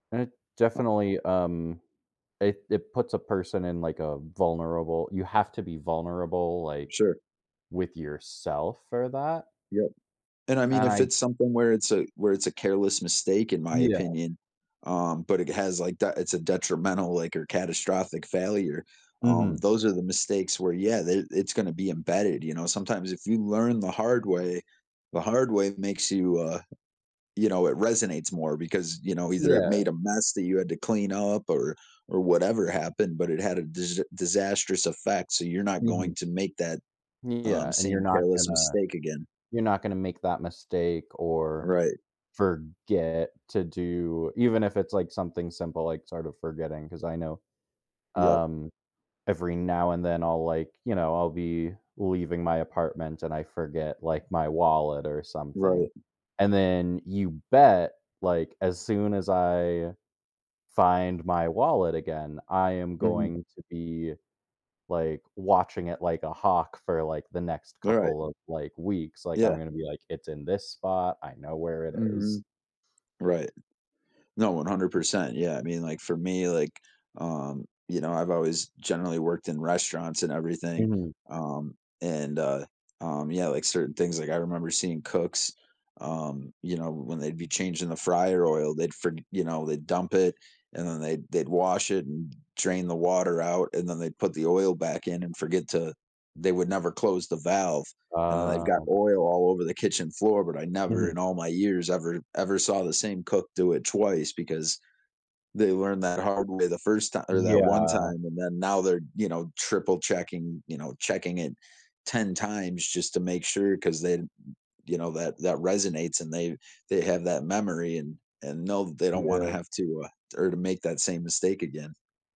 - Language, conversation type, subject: English, unstructured, How can experiencing failure help us grow and become more resilient?
- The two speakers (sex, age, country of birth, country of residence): male, 30-34, United States, United States; male, 35-39, United States, United States
- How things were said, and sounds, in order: tapping; other background noise; drawn out: "Yeah"; background speech